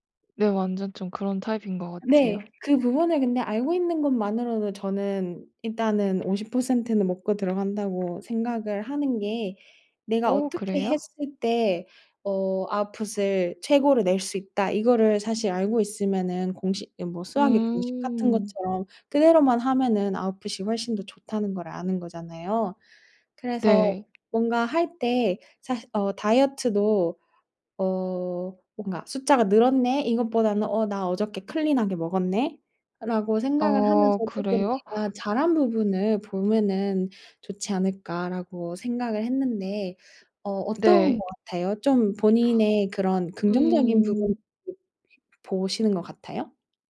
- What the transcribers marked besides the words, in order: none
- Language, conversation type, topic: Korean, advice, 중단한 뒤 죄책감 때문에 다시 시작하지 못하는 상황을 어떻게 극복할 수 있을까요?